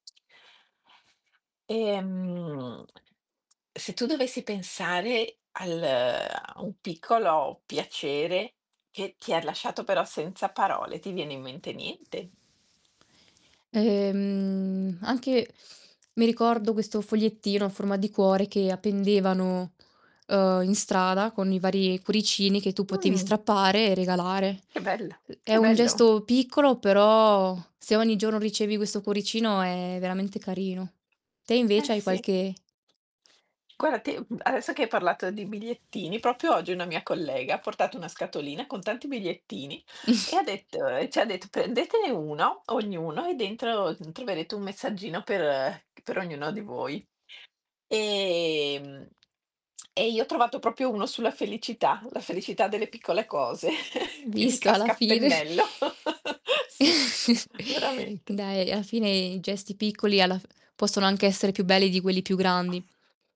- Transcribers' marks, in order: other background noise; distorted speech; static; tapping; "Guarda" said as "guara"; "proprio" said as "propio"; chuckle; "proprio" said as "propio"; laughing while speaking: "fine"; chuckle; laugh
- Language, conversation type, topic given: Italian, unstructured, Quali sono i piccoli piaceri che ti rendono felice?